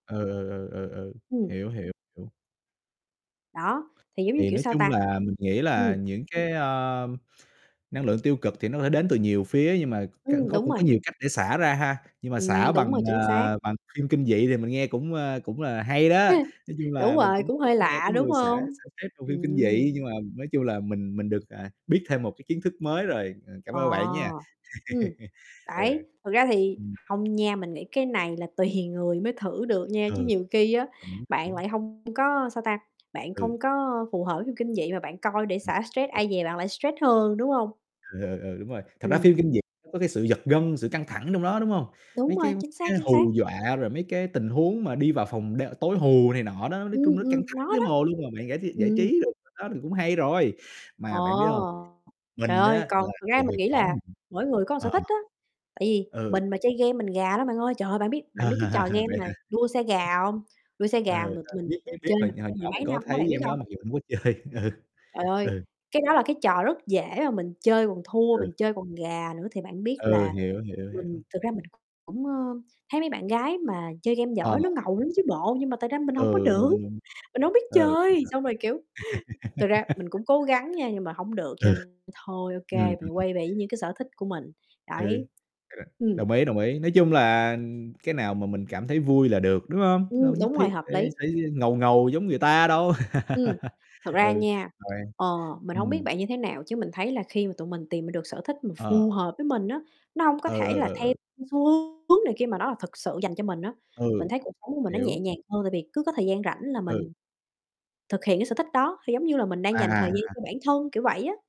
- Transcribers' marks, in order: distorted speech; unintelligible speech; other background noise; chuckle; mechanical hum; chuckle; laughing while speaking: "tùy"; unintelligible speech; tapping; unintelligible speech; laugh; laughing while speaking: "chơi, ừ"; laugh; laughing while speaking: "Ừ"; unintelligible speech; unintelligible speech; laugh
- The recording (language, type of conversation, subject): Vietnamese, unstructured, Bạn cảm thấy thế nào khi tìm ra một sở thích phù hợp với mình?